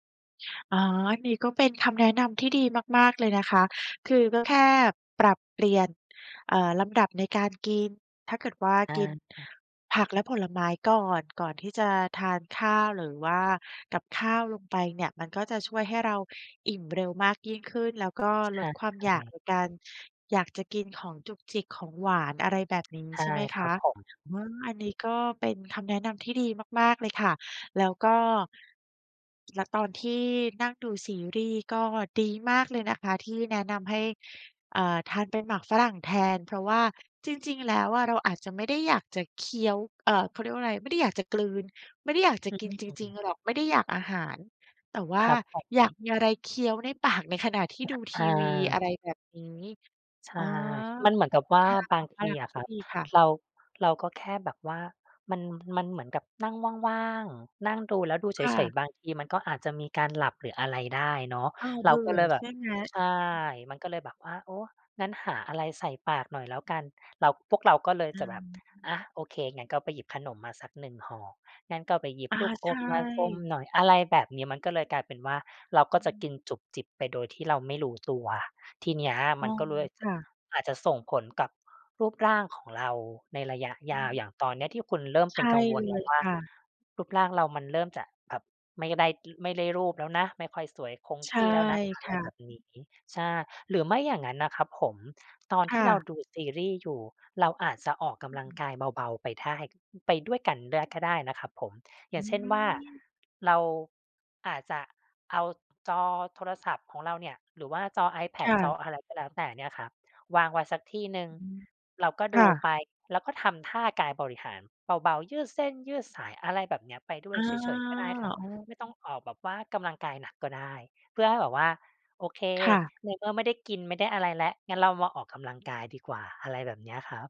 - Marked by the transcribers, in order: other background noise; tapping; other noise; unintelligible speech
- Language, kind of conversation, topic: Thai, advice, ทำอย่างไรดีเมื่อพยายามกินอาหารเพื่อสุขภาพแต่ชอบกินจุกจิกตอนเย็น?